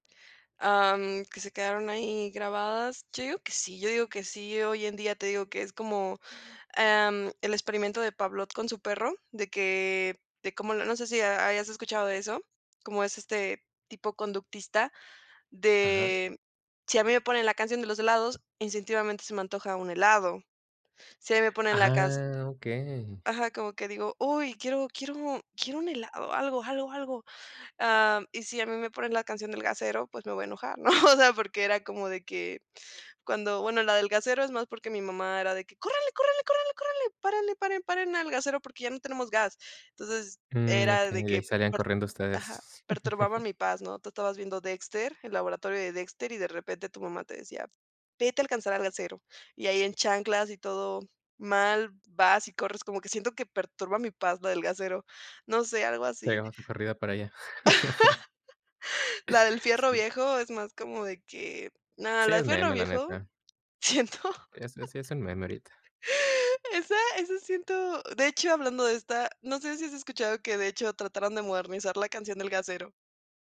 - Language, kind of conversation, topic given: Spanish, podcast, ¿Qué canción sería la banda sonora de tu infancia?
- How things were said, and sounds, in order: laugh; laugh; laugh; giggle; laughing while speaking: "siento esa esa siento"